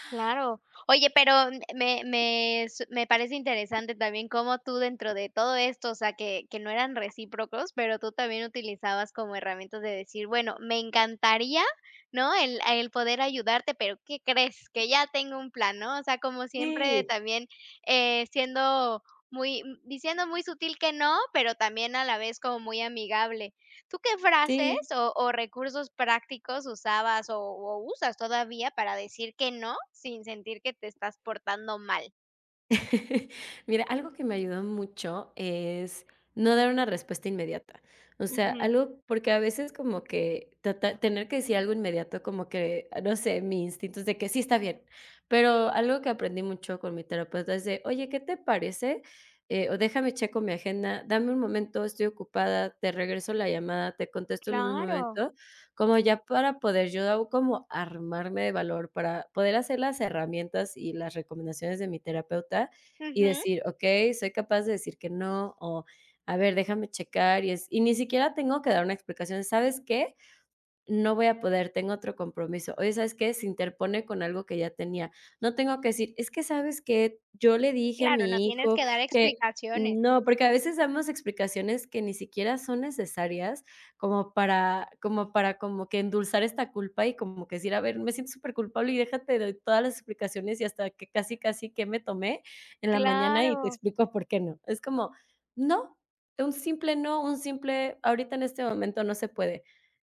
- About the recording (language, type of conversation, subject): Spanish, podcast, ¿Cómo aprendes a decir no sin culpa?
- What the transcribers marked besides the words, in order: tapping; laugh